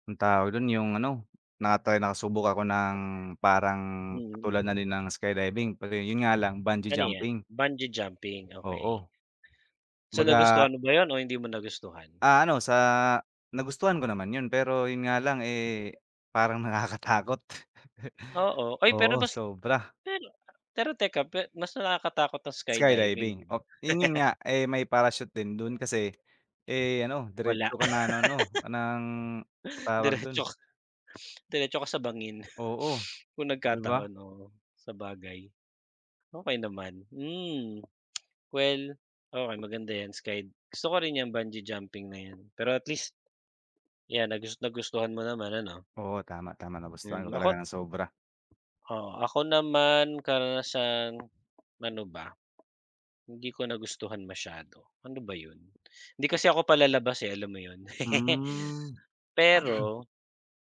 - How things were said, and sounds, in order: other background noise; laughing while speaking: "nakakatakot"; chuckle; laugh; tapping; laugh; throat clearing
- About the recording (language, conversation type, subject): Filipino, unstructured, Anong uri ng pakikipagsapalaran ang pinakagusto mong subukan?